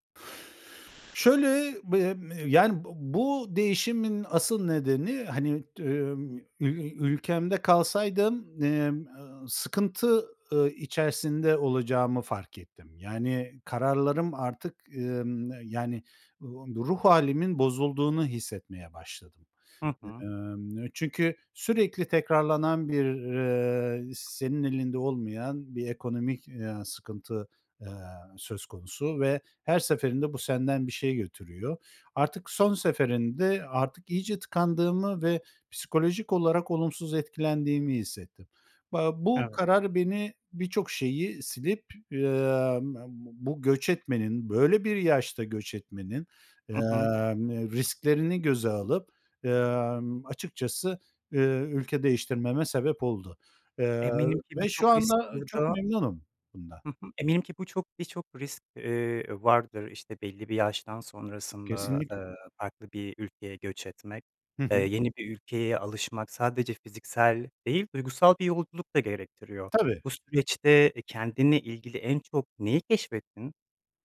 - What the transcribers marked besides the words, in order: other noise; tapping; unintelligible speech
- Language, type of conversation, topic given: Turkish, podcast, Göç deneyimi yaşadıysan, bu süreç seni nasıl değiştirdi?